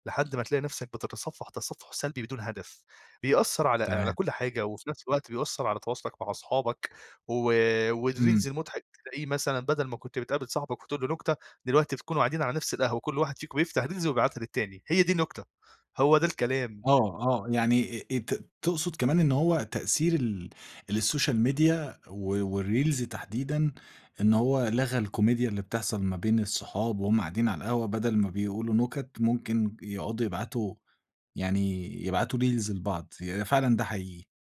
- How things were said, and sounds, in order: in English: "والريلز"; in English: "ريلز"; in English: "السوشال ميديا"; in English: "والريلز"; in English: "ريلز"
- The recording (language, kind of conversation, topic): Arabic, podcast, إزاي السوشيال ميديا بتأثر على مزاجك اليومي؟